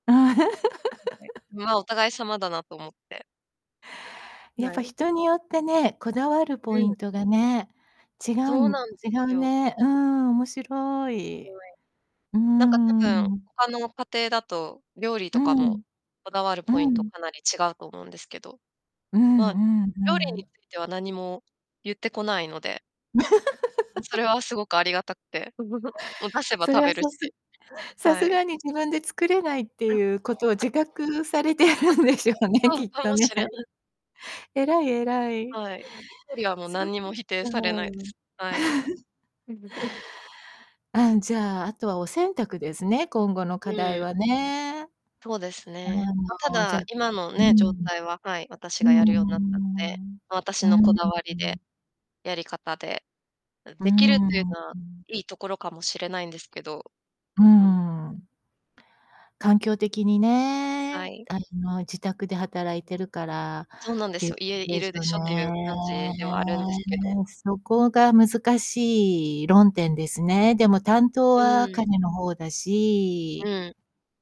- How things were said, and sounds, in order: laugh; distorted speech; laugh; chuckle; unintelligible speech; laughing while speaking: "自覚されてるんでしょうね、 きっとね"; unintelligible speech; chuckle; drawn out: "っていうことですよね"
- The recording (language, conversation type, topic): Japanese, podcast, 家事の分担はどのように決めていますか？